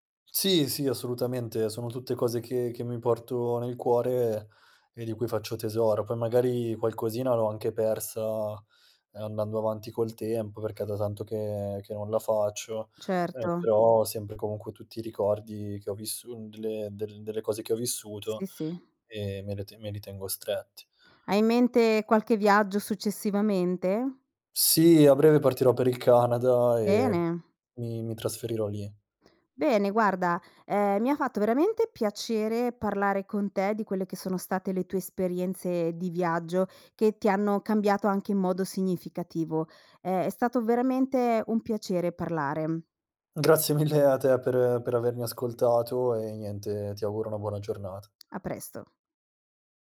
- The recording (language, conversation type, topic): Italian, podcast, Come è cambiata la tua identità vivendo in posti diversi?
- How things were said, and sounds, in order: other background noise; laughing while speaking: "mille"